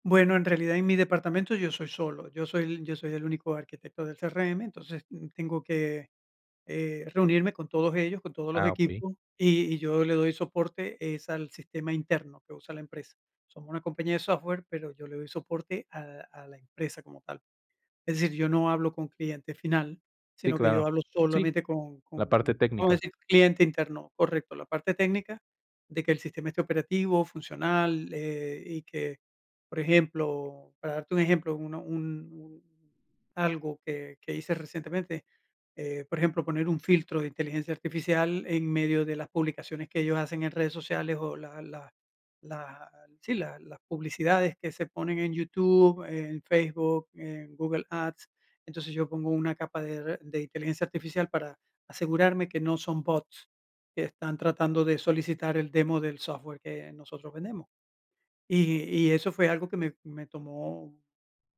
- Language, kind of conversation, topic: Spanish, advice, ¿Cómo puedo negociar el reconocimiento y el crédito por mi aporte en un proyecto en equipo?
- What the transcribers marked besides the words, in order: none